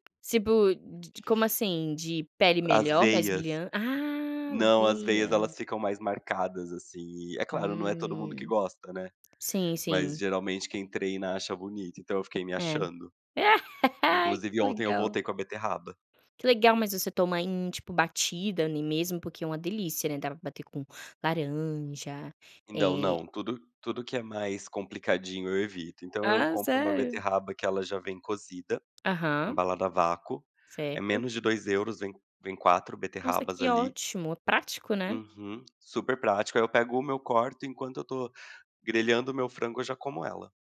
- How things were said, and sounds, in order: tapping; laugh
- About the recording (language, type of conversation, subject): Portuguese, podcast, Que pequeno hábito mudou mais rapidamente a forma como as pessoas te veem?